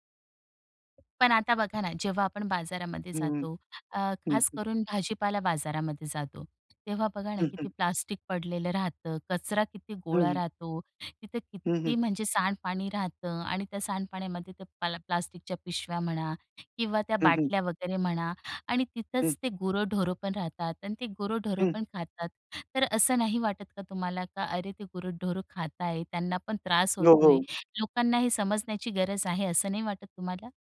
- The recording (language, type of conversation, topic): Marathi, podcast, प्लास्टिकविरहित जीवन कसं साध्य करावं आणि त्या प्रवासात तुमचा वैयक्तिक अनुभव काय आहे?
- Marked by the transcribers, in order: other noise; tapping